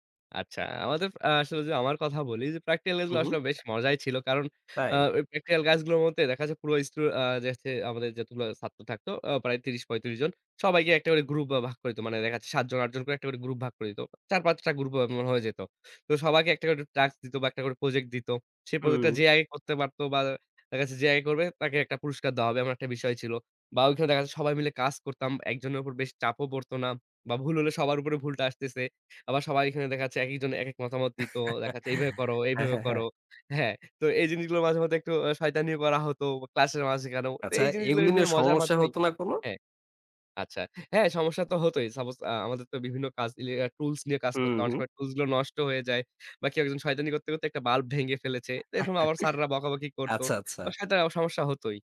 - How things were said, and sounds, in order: other background noise; chuckle; "রিলেটেড" said as "ইলিয়া"; chuckle; "ফেলেছে" said as "ফেলেচে"; "সাথে" said as "সাতে"
- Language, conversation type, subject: Bengali, podcast, তুমি কীভাবে শেখাকে জীবনের মজার অংশ বানিয়ে রাখো?